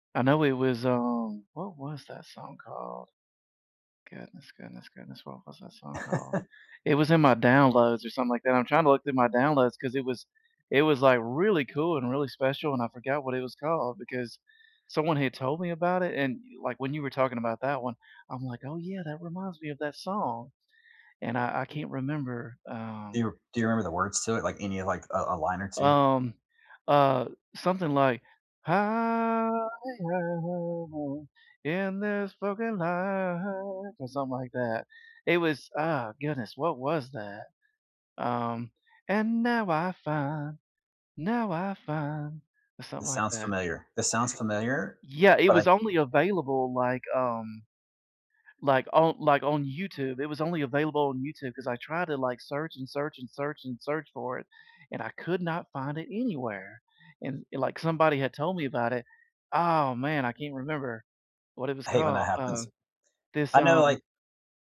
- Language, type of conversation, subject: English, unstructured, Which song never fails to lift your mood, and what memories make it special for you?
- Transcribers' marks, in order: chuckle; singing: "Higher in this fucking life"; singing: "And now I find, now I find"